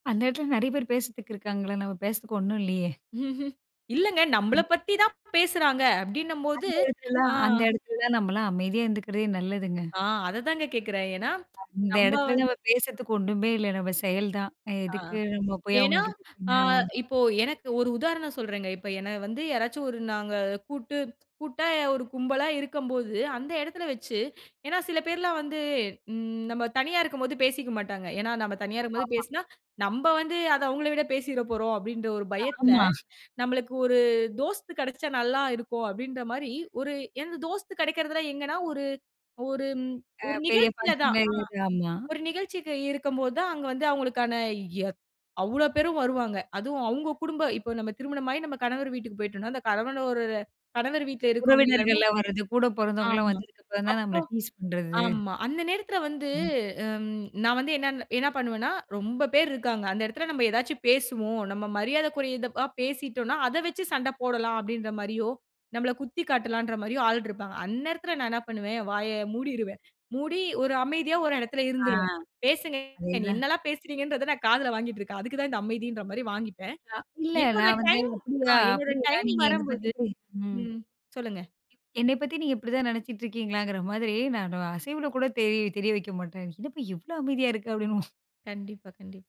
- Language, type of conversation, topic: Tamil, podcast, மௌனத்தைப் பயன்படுத்தி மற்றவருக்கு எப்படிச் சரியான ஆதரவை அளிக்கலாம்?
- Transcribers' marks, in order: other noise; tsk; drawn out: "ம்"; "ஆமாமா" said as "அம்மாமா"; laughing while speaking: "ஆமா"; "ஒரு-" said as "ஒரும்"; unintelligible speech; in English: "டீஸ்"; other background noise; laughing while speaking: "அமைதியா இருக்க அப்படின்னு"